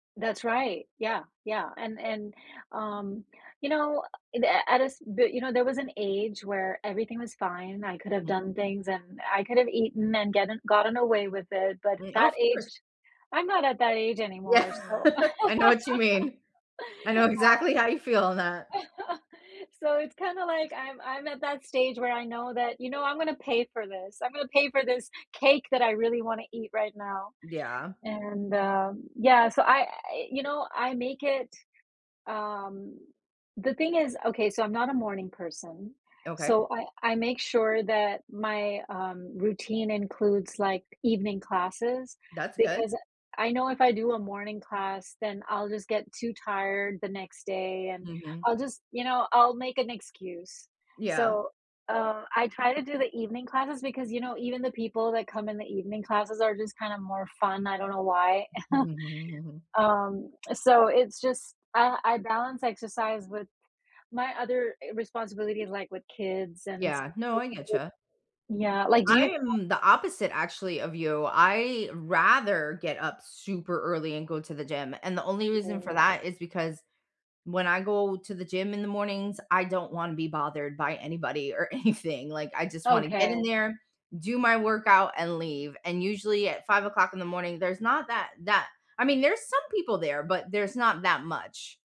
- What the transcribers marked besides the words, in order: laughing while speaking: "Yeah"; laugh; other background noise; tapping; chuckle; chuckle; alarm; laughing while speaking: "anything"
- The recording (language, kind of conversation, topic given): English, unstructured, How do you stay motivated to exercise regularly?
- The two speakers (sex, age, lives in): female, 40-44, United States; female, 50-54, United States